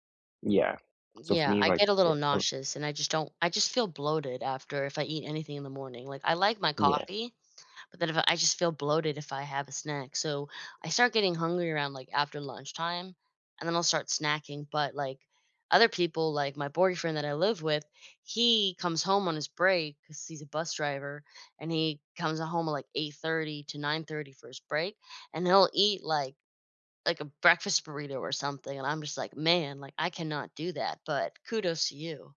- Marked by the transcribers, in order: background speech
- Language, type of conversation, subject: English, unstructured, What makes a morning routine work well for you?
- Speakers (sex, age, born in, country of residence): female, 30-34, United States, United States; male, 20-24, United States, United States